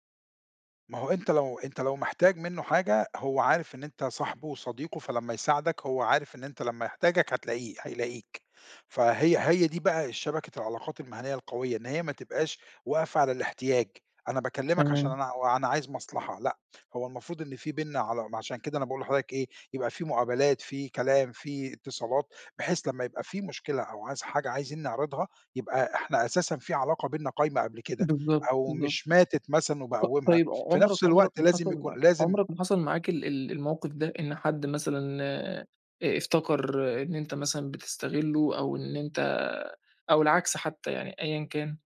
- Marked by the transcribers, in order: tapping
- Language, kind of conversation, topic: Arabic, podcast, ازاي تبني شبكة علاقات مهنية قوية؟
- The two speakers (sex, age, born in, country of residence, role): male, 20-24, Egypt, Egypt, host; male, 50-54, Egypt, Portugal, guest